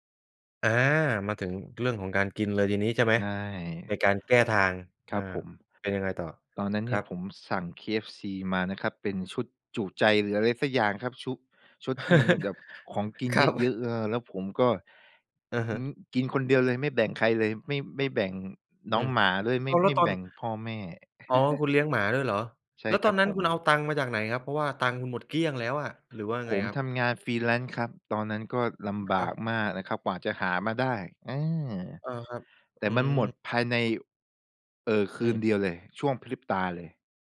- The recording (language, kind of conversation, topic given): Thai, podcast, ทำยังไงถึงจะหาแรงจูงใจได้เมื่อรู้สึกท้อ?
- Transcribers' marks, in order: laugh; laughing while speaking: "ครับ"; chuckle; in English: "Freelance"; other background noise